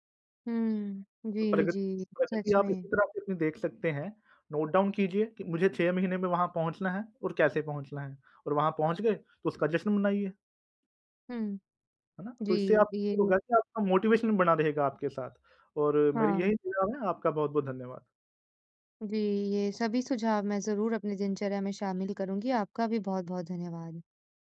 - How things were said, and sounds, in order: in English: "नोट डाउन"; in English: "मोटिवेशन"
- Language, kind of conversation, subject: Hindi, advice, मैं अपनी प्रगति की समीक्षा कैसे करूँ और प्रेरित कैसे बना रहूँ?